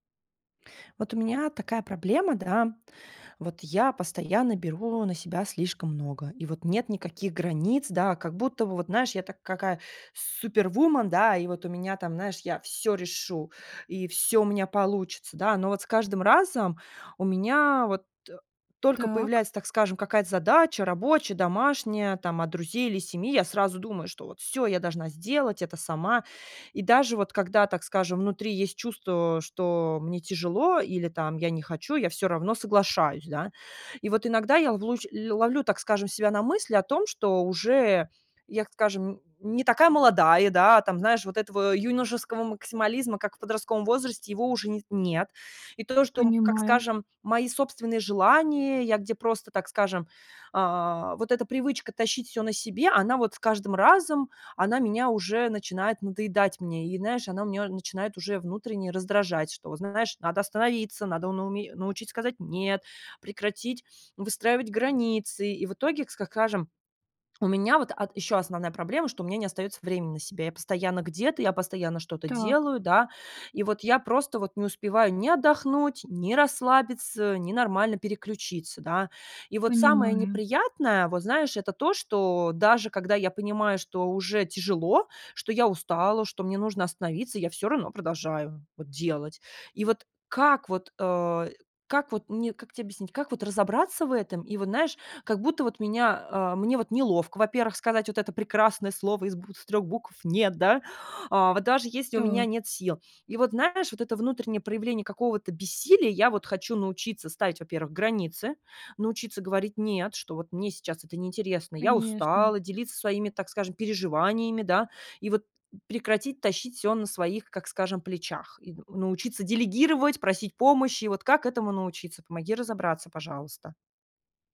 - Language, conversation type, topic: Russian, advice, Как перестать брать на себя слишком много и научиться выстраивать личные границы?
- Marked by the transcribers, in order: other background noise; tapping